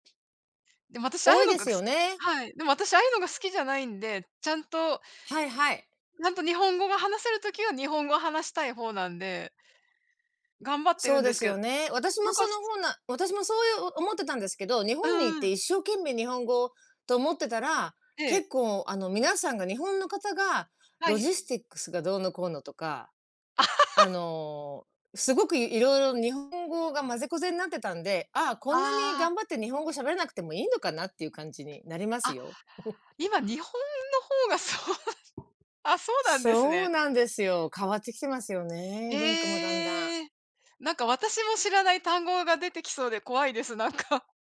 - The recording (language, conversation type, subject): Japanese, unstructured, 通学・通勤に使うなら、電車とバスのどちらがより便利ですか？
- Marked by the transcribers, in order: other background noise; laugh; chuckle; laughing while speaking: "そう"; tapping